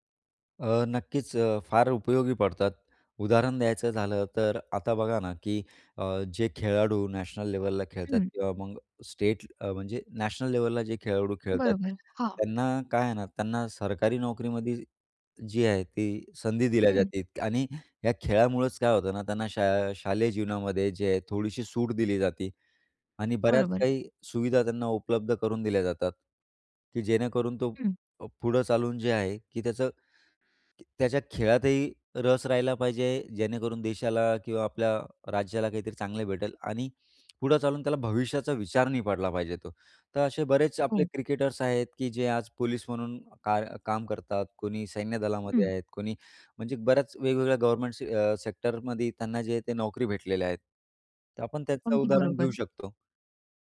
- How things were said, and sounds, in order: in English: "नॅशनल लेवलला"; in English: "स्टेट"; in English: "नॅशनल लेवलला"; in English: "गव्हर्नमेंट अ, सेक्टरमध्ये"
- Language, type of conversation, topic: Marathi, podcast, शाळेबाहेर कोणत्या गोष्टी शिकायला हव्यात असे तुम्हाला वाटते, आणि का?